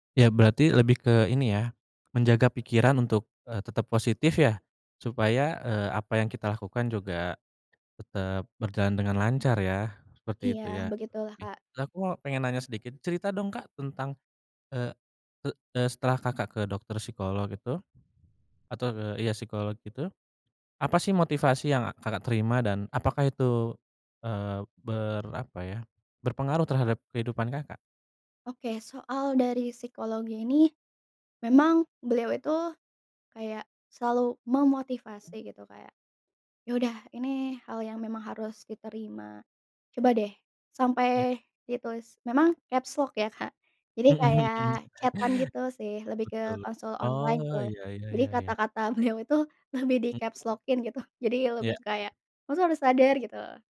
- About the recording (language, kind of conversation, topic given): Indonesian, podcast, Bagaimana cara kamu menjaga motivasi dalam jangka panjang?
- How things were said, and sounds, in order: tapping; other background noise; in English: "capslock"; in English: "chat-an"; laughing while speaking: "Mhm mhm"; laughing while speaking: "beliau itu lebih"; laughing while speaking: "gitu"